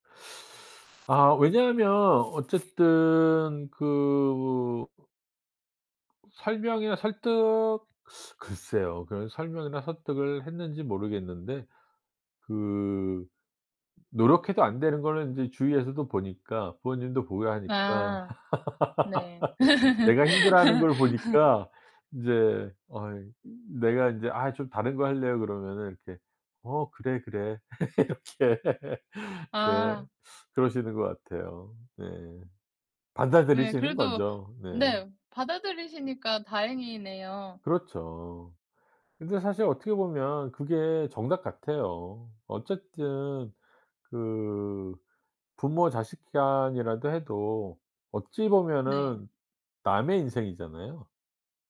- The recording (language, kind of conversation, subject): Korean, podcast, 목표를 계속 추구할지 포기할지 어떻게 판단하나요?
- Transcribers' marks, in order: other background noise; tapping; laugh; laugh; laugh; laughing while speaking: "이렇게"